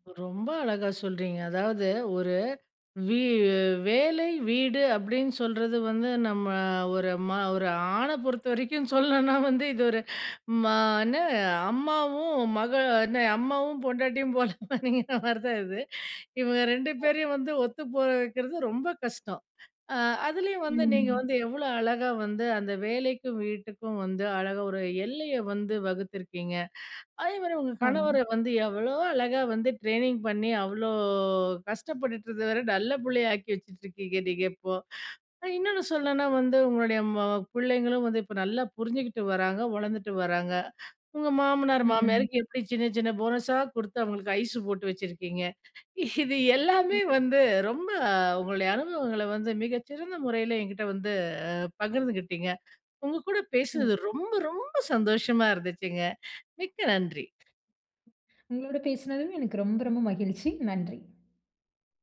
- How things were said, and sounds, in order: laughing while speaking: "சொல்லணும்னா வந்து இது ஒரு ம … வைக்கிறது ரொம்ப கஷ்டம்"; other noise; in English: "ட்ரைனிங்"; in English: "போனஸா"; laughing while speaking: "இது எல்லாமே வந்து ரொம்ப உங்களுடைய அனுபவங்கள"; other background noise
- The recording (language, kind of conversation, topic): Tamil, podcast, வேலைக்கும் வீட்டுக்கும் இடையிலான எல்லையை நீங்கள் எப்படிப் பராமரிக்கிறீர்கள்?